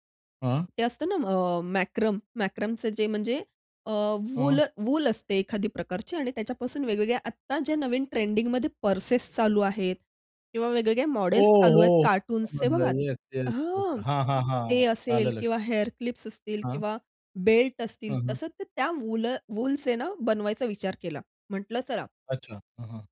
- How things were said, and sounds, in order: other noise; in English: "वूल वूल"; tapping; in English: "वूल वूलचेना"
- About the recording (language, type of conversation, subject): Marathi, podcast, तुलना करायची सवय सोडून मोकळं वाटण्यासाठी तुम्ही काय कराल?